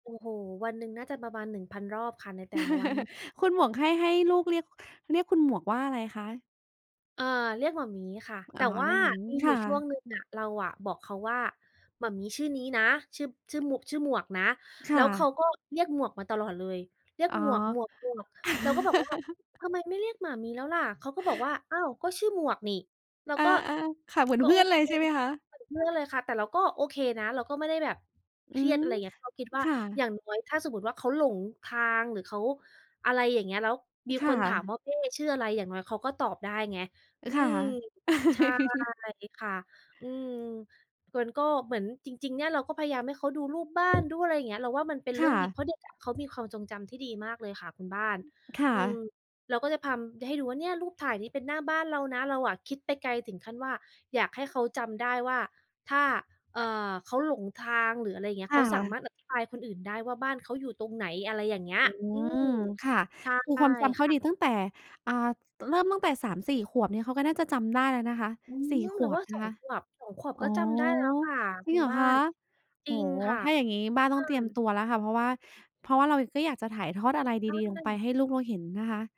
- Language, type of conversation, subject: Thai, unstructured, ภาพถ่ายเก่าๆ มีความหมายกับคุณอย่างไร?
- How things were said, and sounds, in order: chuckle; tapping; laugh; other background noise; laugh